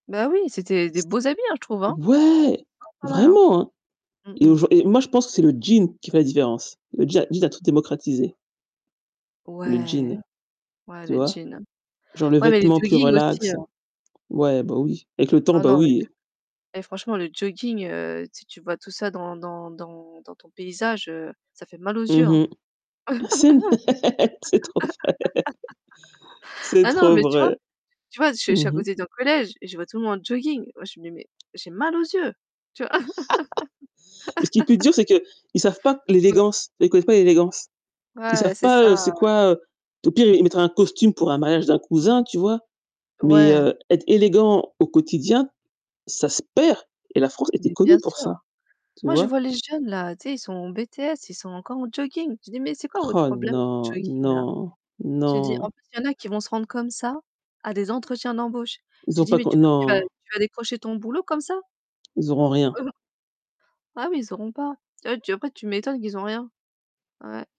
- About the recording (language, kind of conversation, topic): French, unstructured, Qu’est-ce qui t’énerve quand les gens parlent trop du bon vieux temps ?
- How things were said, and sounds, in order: tapping; distorted speech; static; laugh; laugh; stressed: "perd"; chuckle